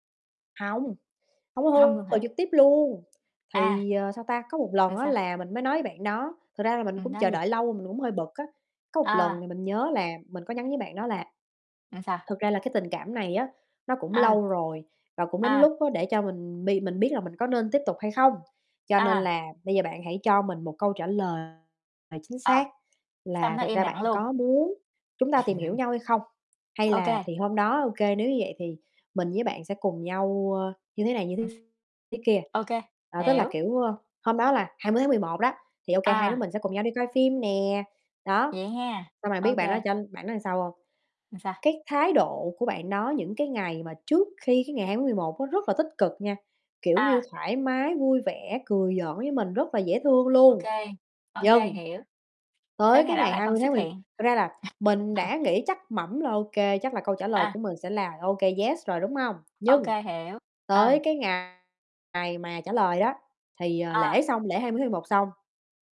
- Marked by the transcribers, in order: distorted speech; "Là" said as "Ừn"; other background noise; tapping; chuckle; chuckle; chuckle; in English: "yes"
- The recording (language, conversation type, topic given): Vietnamese, unstructured, Bạn nghĩ gì khi tình yêu không được đáp lại?